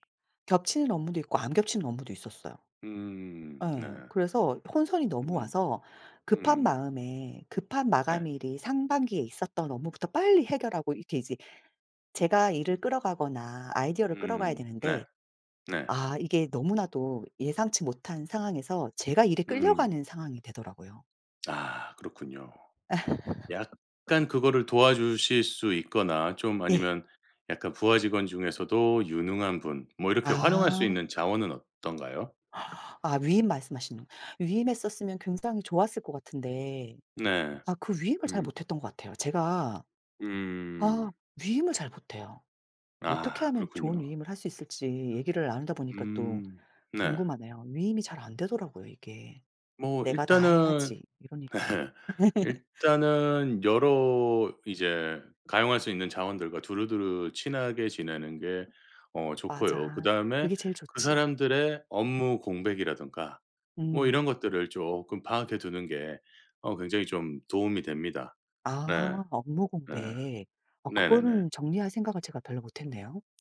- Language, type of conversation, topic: Korean, advice, 여러 일을 동시에 진행하느라 성과가 낮다고 느끼시는 이유는 무엇인가요?
- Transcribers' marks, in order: other background noise; laugh; gasp; laughing while speaking: "네"; laugh